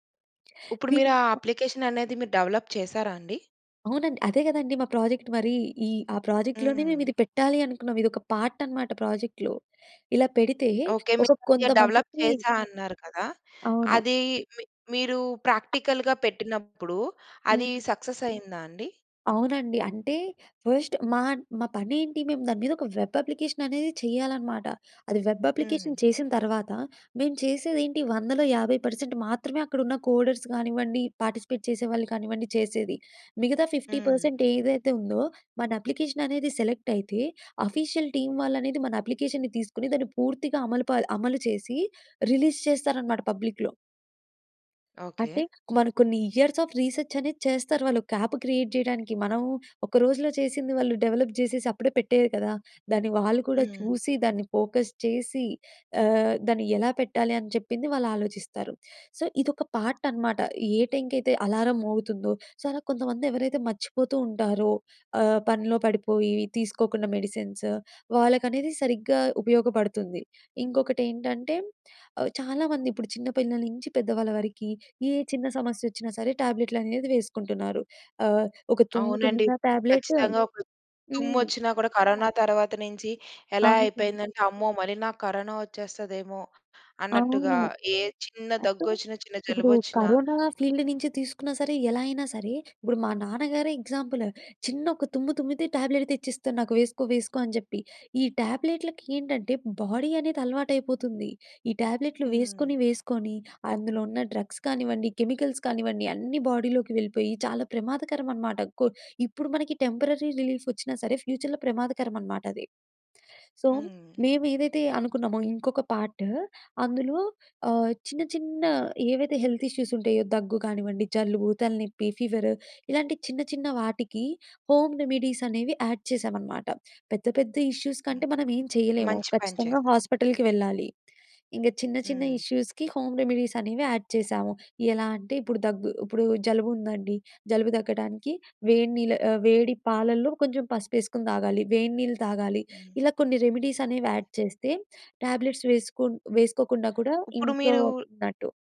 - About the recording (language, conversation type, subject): Telugu, podcast, నీ ప్యాషన్ ప్రాజెక్ట్ గురించి చెప్పగలవా?
- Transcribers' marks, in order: in English: "అప్లికేషన్"; in English: "డెవలప్"; in English: "ప్రొజెక్ట్"; in English: "ప్రాజెక్ట్‌లోనే"; in English: "పార్ట్"; in English: "డెవలప్"; in English: "ప్రాక్టికల్‌గా"; other noise; in English: "సక్సెస్"; in English: "ఫస్ట్"; in English: "వెబ్ అప్లికేషన్"; in English: "వెబ్ అప్లికేషన్"; in English: "కోడర్స్"; in English: "పార్టిసిపేట్"; in English: "ఫిఫ్టీ పర్సెంట్"; in English: "అప్లికేషన్"; in English: "సెలెక్ట్"; in English: "అఫీషియల్ టీమ్"; in English: "అప్లికేషన్‌ని"; in English: "రిలీజ్"; in English: "పబ్లిక్‌లో"; in English: "ఇయర్స్ ఆఫ్ రీసర్చ్"; in English: "యాప్ క్రియేట్"; in English: "డెవలప్"; in English: "ఫోకస్"; in English: "సో"; in English: "పార్ట్"; in English: "సో"; in English: "మెడిసిన్స్"; in English: "ఫీల్డ్"; in English: "ఎగ్జాంపుల్"; in English: "ట్యాబ్లెట్"; in English: "ట్యాబ్లెట్లకి"; in English: "బాడీ"; in English: "డ్రగ్స్"; in English: "కెమికల్స్"; in English: "బాడీలోకి"; in English: "టెంపరరీ రిలీఫ్"; in English: "ఫ్యూచర్‍లో"; in English: "సో"; in English: "హెల్త్ ఇష్యూస్"; in English: "ఫీవర్"; in English: "హోమ్ రెమెడీస్"; in English: "యాడ్"; in English: "ఇష్యూస్"; in English: "హాస్పిటల్‍కి"; in English: "ఇష్యూస్‌కి హోమ్ రెమెడీస్"; in English: "యాడ్"; in English: "రెమిడీస్"; in English: "యాడ్"; in English: "ట్యాబ్లెట్స్"